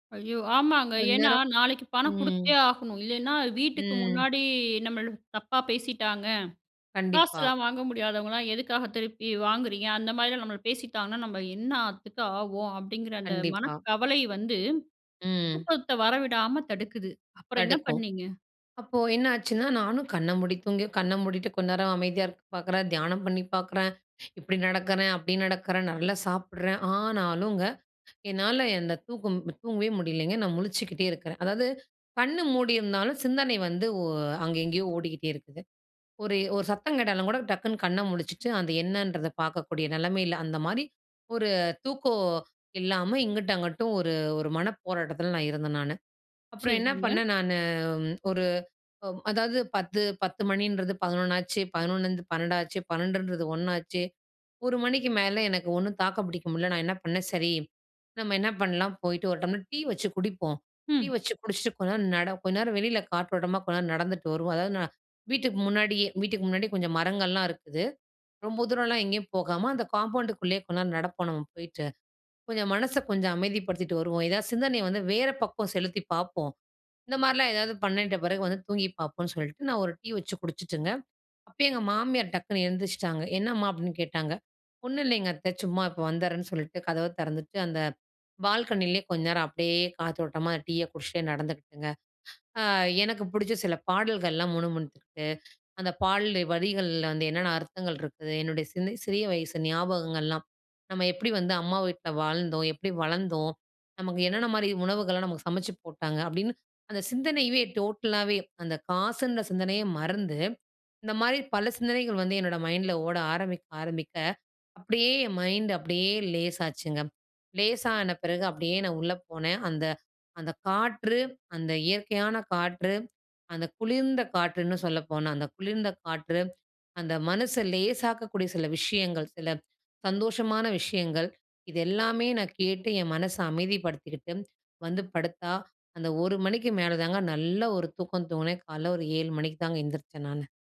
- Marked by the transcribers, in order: sad: "ஐயோ!"; drawn out: "முன்னாடி"; "தாக்கு" said as "தாக்க"; other noise; other background noise
- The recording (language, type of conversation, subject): Tamil, podcast, கவலைகள் தூக்கத்தை கெடுக்கும் பொழுது நீங்கள் என்ன செய்கிறீர்கள்?